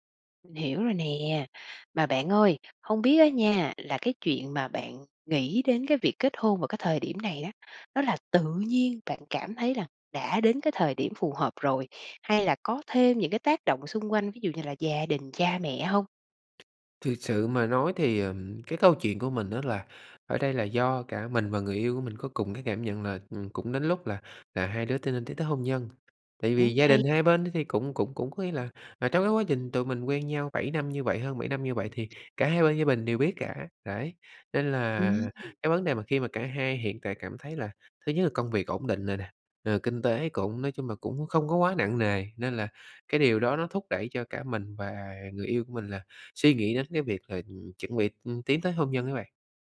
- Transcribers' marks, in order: tapping
- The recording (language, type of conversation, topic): Vietnamese, advice, Sau vài năm yêu, tôi có nên cân nhắc kết hôn không?